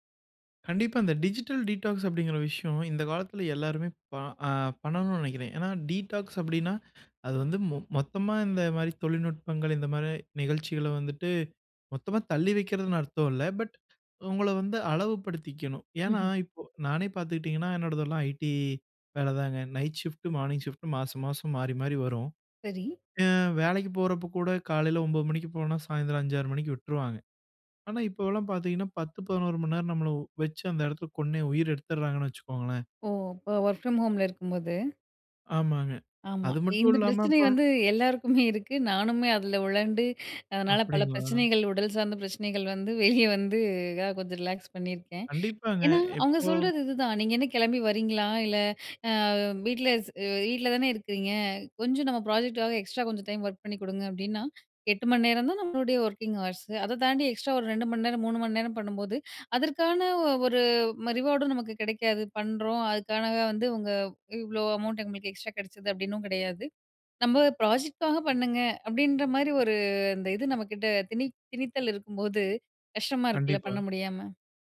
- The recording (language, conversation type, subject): Tamil, podcast, டிஜிட்டல் டிட்டாக்ஸை எளிதாகக் கடைபிடிக்க முடியுமா, அதை எப்படி செய்யலாம்?
- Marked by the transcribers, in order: in English: "டிஜிட்டல் டீடாக்ஸ்"; in English: "டீடாக்ஸ்"; inhale; other background noise; in English: "பட்"; inhale; in English: "ஐடி"; in English: "நைட் ஷிஃப்ட்டு, மார்னிங் ஷிஃப்ட்டு"; in English: "வொர்க் ஃப்ரம் ஹோம்ல"; laughing while speaking: "இந்த பிரச்சனை வந்து எல்லாருக்குமே இருக்கு"; unintelligible speech; inhale; laughing while speaking: "வெளிய வந்து"; in English: "ரிலாக்ஸ்"; inhale; in English: "பிராஜெக்ட்க்காக எக்ஸ்ட்ரா"; in English: "டைம் வொர்க்"; in English: "வொர்க்கிங் ஹவர்ஸ்ஸூ"; inhale; in English: "ரிவார்டும்"; in English: "பிராஜெக்ட்க்காக"